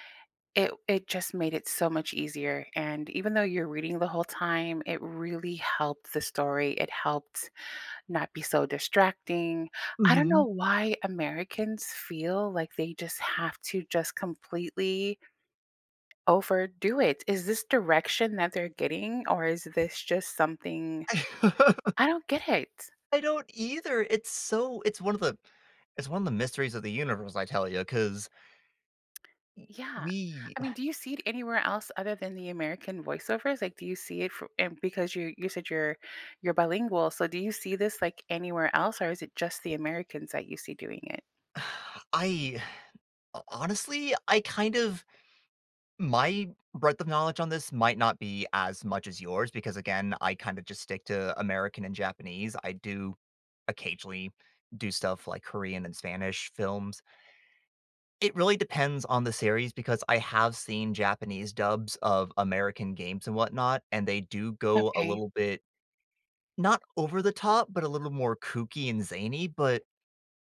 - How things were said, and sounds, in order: tapping; laugh; chuckle; other background noise; sigh
- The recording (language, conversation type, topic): English, unstructured, Should I choose subtitles or dubbing to feel more connected?